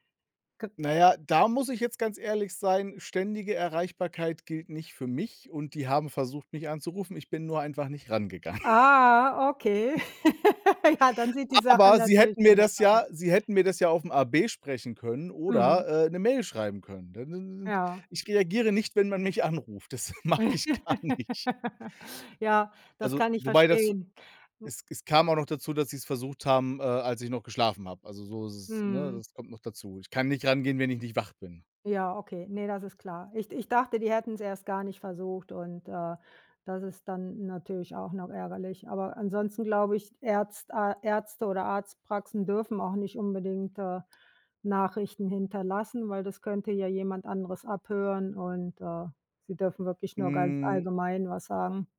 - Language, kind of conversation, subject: German, unstructured, Was ärgert dich an der ständigen Erreichbarkeit?
- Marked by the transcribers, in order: drawn out: "Ah"; laugh; chuckle; laughing while speaking: "Das mag ich gar nicht"; laugh